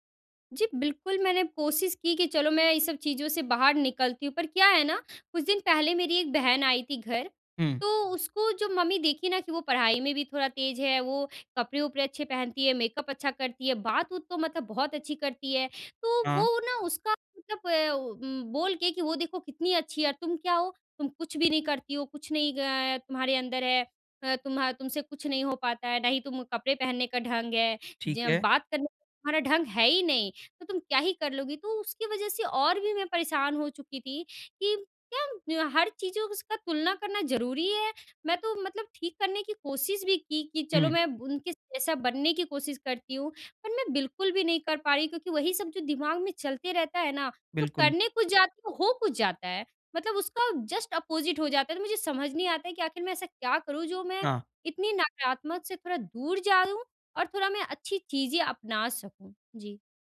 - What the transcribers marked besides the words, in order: in English: "मेकअप"; in English: "जस्ट अपोजिट"
- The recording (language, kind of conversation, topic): Hindi, advice, मैं अपने नकारात्मक पैटर्न को पहचानकर उन्हें कैसे तोड़ सकता/सकती हूँ?